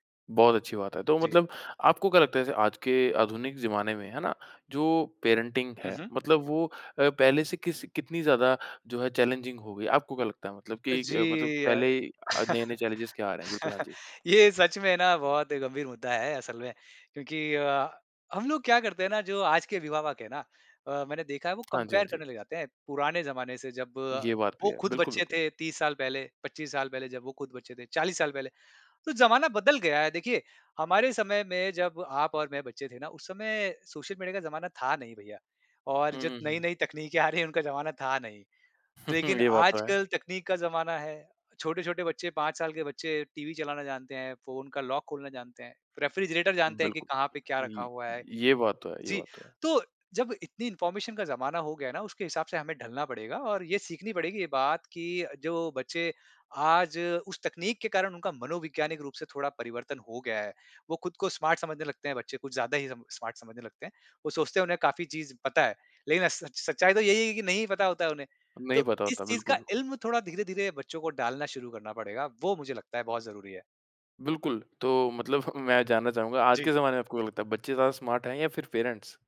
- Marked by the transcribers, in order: in English: "पेरेंटिंग"; in English: "चैलेंजिंग"; chuckle; in English: "चैलेंजस"; in English: "कम्पेयर"; laughing while speaking: "आ रही हैं"; chuckle; in English: "लॉक"; in English: "रेफ्रिजरेटर"; in English: "इन्फॉर्मेशन"; in English: "स्मार्ट"; in English: "स्मार्ट"; chuckle; in English: "स्मार्ट"; in English: "पेरेंट्स?"
- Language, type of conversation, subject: Hindi, podcast, पेरेंटिंग में आपकी सबसे बड़ी सीख क्या रही?